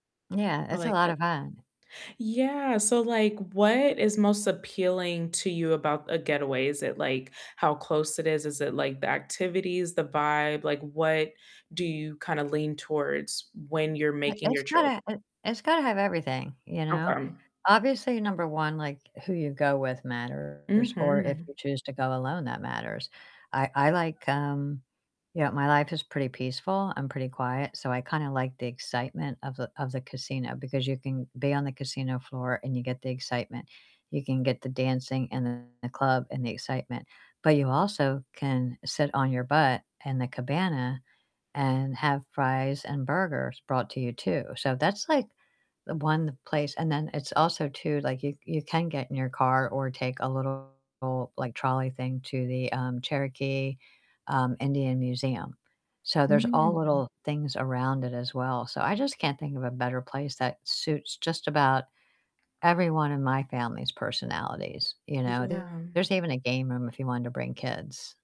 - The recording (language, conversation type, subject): English, unstructured, What weekend getaways within two hours of here would you recommend?
- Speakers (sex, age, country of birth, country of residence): female, 35-39, United States, United States; female, 60-64, United States, United States
- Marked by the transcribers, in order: distorted speech; tapping